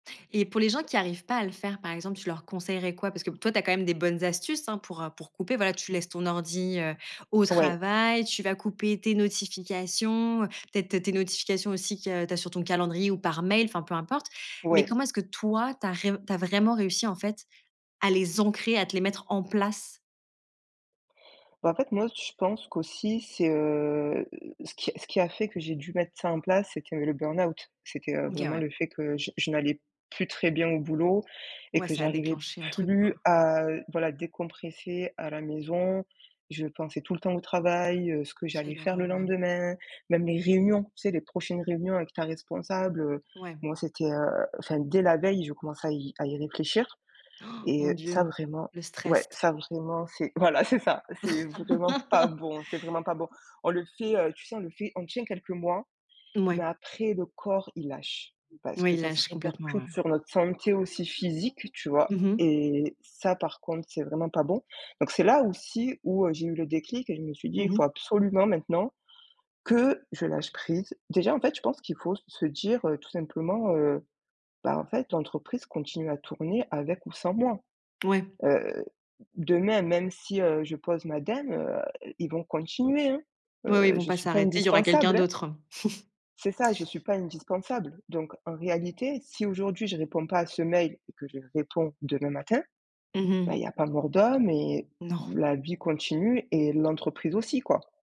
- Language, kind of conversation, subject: French, podcast, Comment trouves-tu un bon équilibre entre le travail et la vie personnelle ?
- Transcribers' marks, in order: tapping; stressed: "travail"; stressed: "notifications"; stressed: "toi"; stressed: "plus"; stressed: "plus"; "stress" said as "stresst"; laughing while speaking: "voilà, c'est ça !"; laugh; other background noise; background speech; stressed: "que"; "démission" said as "dém"; chuckle